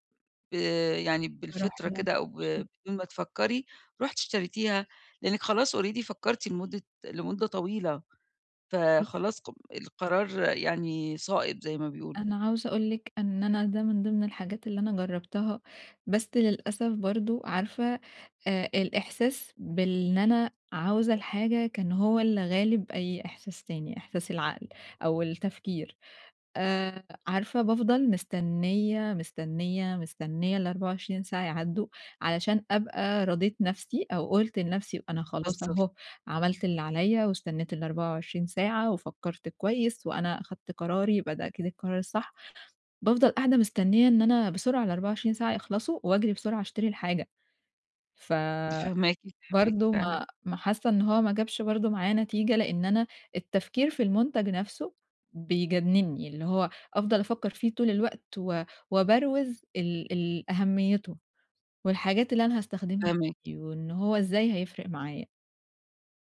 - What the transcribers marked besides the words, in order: unintelligible speech; in English: "already"; horn
- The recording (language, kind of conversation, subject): Arabic, advice, إزاي أفرق بين الحاجة الحقيقية والرغبة اللحظية وأنا بتسوق وأتجنب الشراء الاندفاعي؟